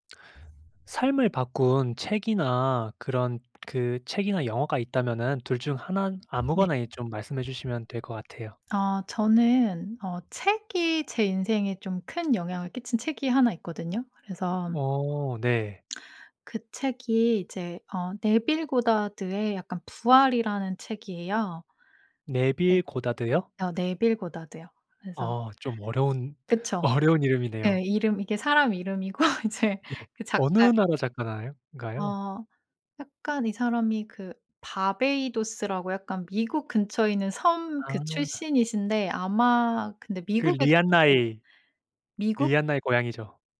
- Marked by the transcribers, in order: other background noise; tapping; laughing while speaking: "어려운"; laughing while speaking: "이름이고 이제"
- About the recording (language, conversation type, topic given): Korean, podcast, 삶을 바꿔 놓은 책이나 영화가 있나요?